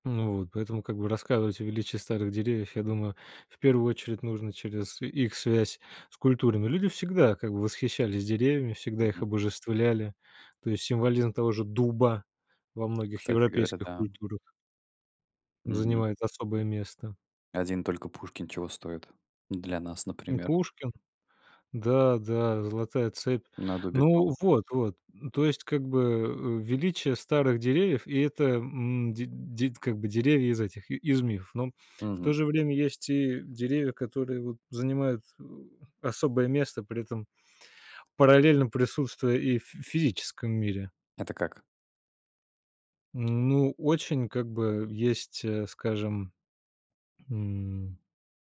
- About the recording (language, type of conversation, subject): Russian, podcast, Как вы рассказываете о величии старых деревьев?
- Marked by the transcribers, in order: tapping